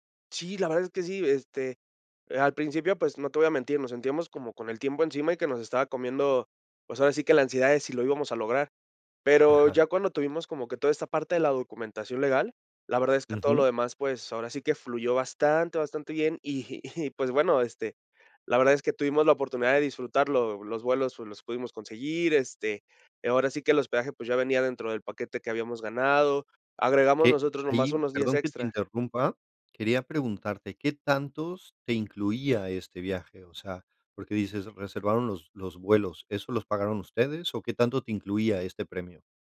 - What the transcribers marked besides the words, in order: laughing while speaking: "y y"
- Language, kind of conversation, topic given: Spanish, podcast, ¿Me puedes contar sobre un viaje improvisado e inolvidable?